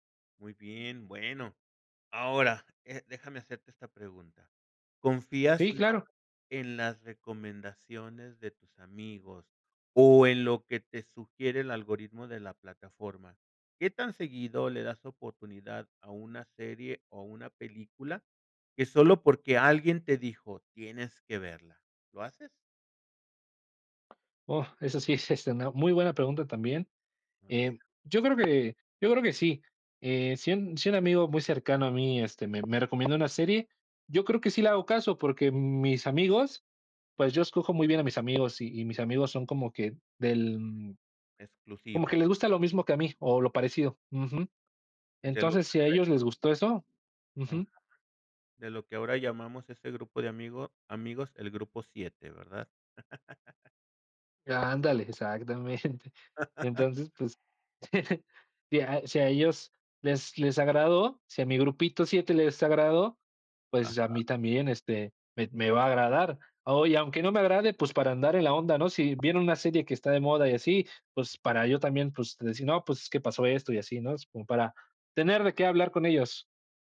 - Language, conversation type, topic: Spanish, podcast, ¿Cómo eliges qué ver en plataformas de streaming?
- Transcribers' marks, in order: tapping; unintelligible speech; chuckle; laugh; chuckle